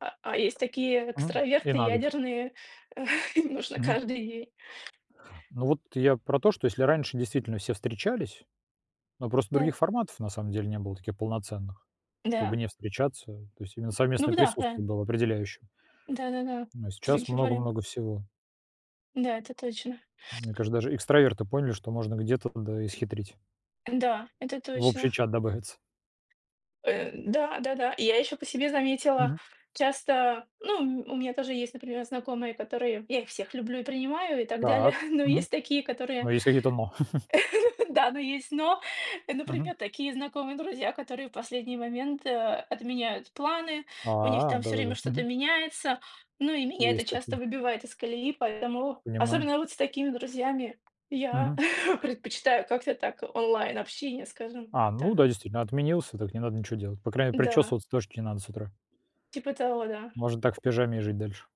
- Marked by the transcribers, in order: chuckle; tapping; "кажется" said as "каже"; laughing while speaking: "добавиться"; chuckle; chuckle
- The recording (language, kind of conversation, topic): Russian, unstructured, Как ты обычно договариваешься с другими о совместных занятиях?